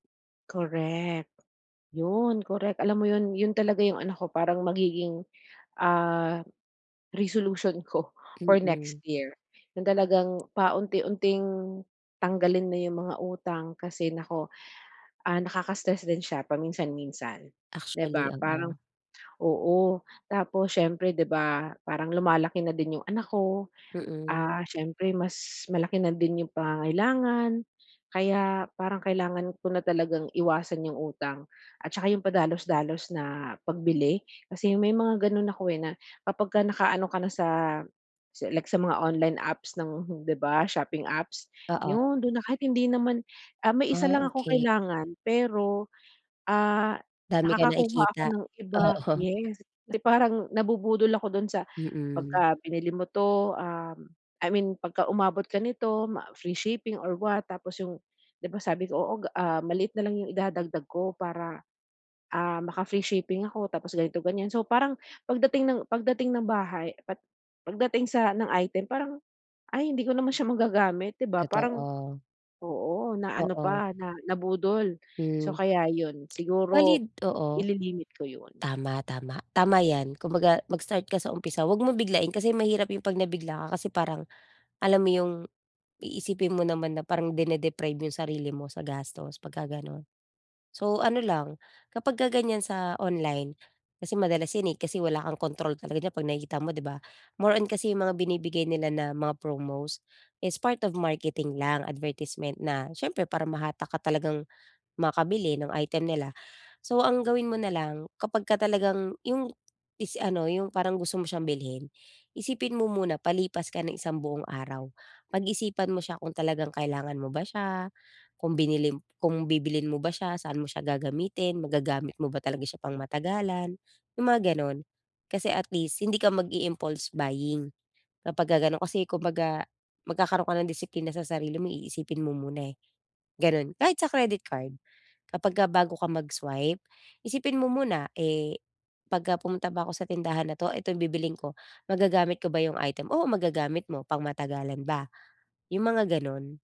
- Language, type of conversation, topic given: Filipino, advice, Paano ako makakaiwas sa pagkuha ng karagdagang utang at sa paggastos nang padalus-dalos?
- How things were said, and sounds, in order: other background noise; in English: "resolution"; laughing while speaking: "ko"; laughing while speaking: "oo"; laughing while speaking: "siya magagamit"; lip smack; in English: "promos is part of marketing"; in English: "advertisement"; in English: "mag-i impulse buying"